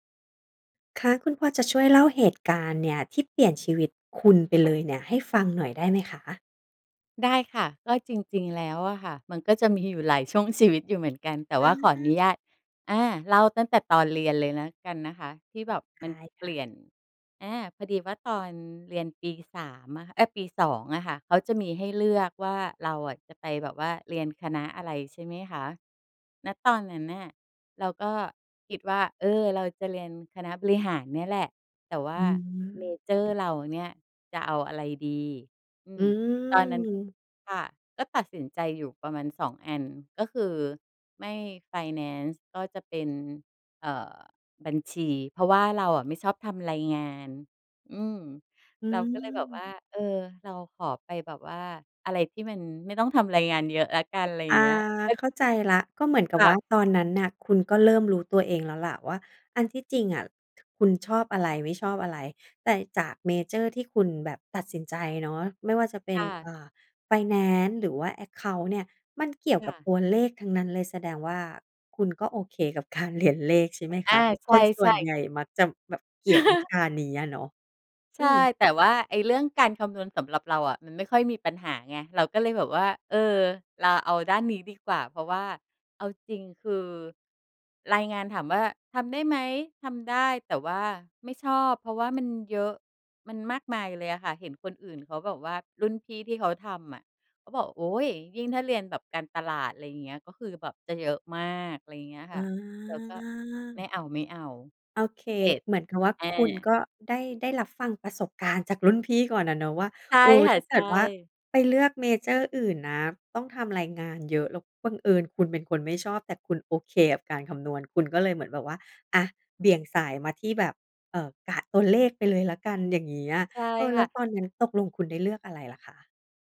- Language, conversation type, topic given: Thai, podcast, คุณช่วยเล่าเหตุการณ์ที่เปลี่ยนชีวิตคุณให้ฟังหน่อยได้ไหม?
- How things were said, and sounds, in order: other background noise; in English: "แอ็กเคานต์"; tapping; laughing while speaking: "การเรียน"; laugh; drawn out: "อา"